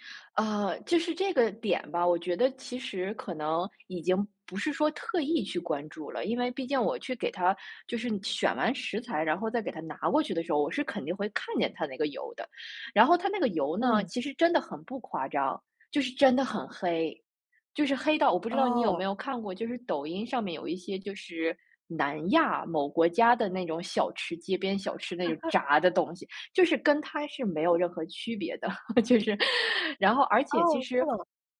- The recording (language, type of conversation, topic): Chinese, podcast, 你最喜欢的街边小吃是哪一种？
- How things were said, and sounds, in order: laugh; laughing while speaking: "就是"